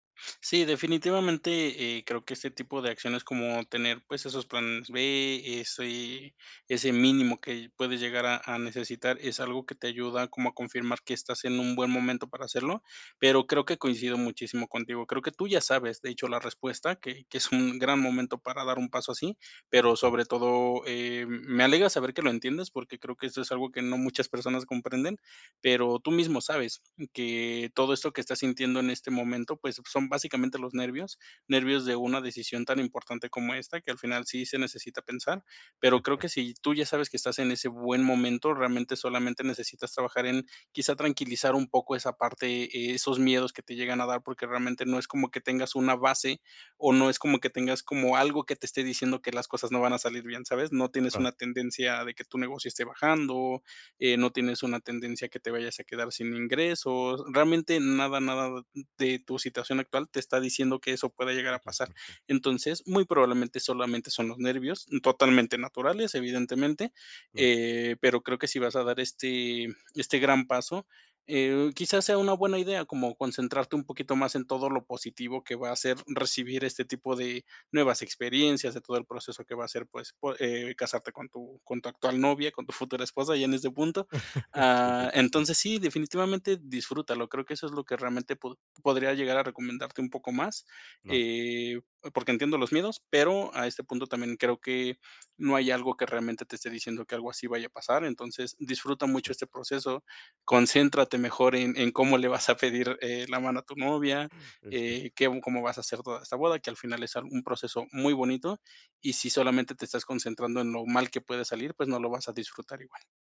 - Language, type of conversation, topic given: Spanish, advice, ¿Cómo puedo aprender a confiar en el futuro otra vez?
- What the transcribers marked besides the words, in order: laugh; other background noise